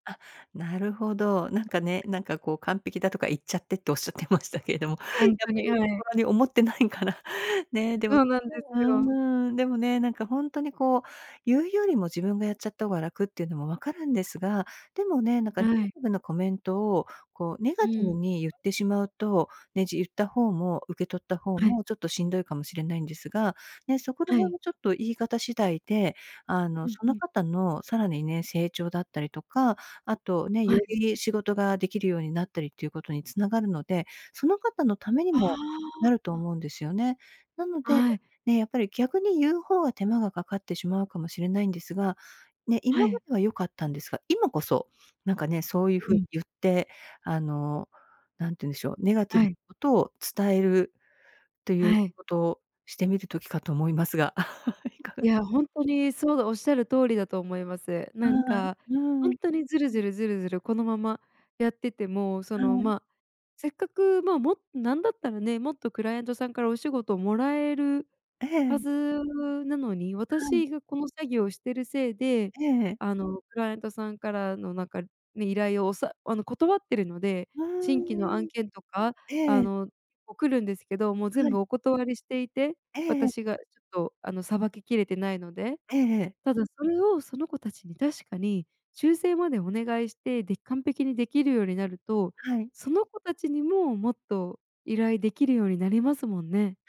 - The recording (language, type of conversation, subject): Japanese, advice, 仕事が多すぎて終わらないとき、どうすればよいですか？
- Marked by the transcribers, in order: tapping; laughing while speaking: "おっしゃってましたけれども"; background speech; other background noise; chuckle; laughing while speaking: "いかがでしょう"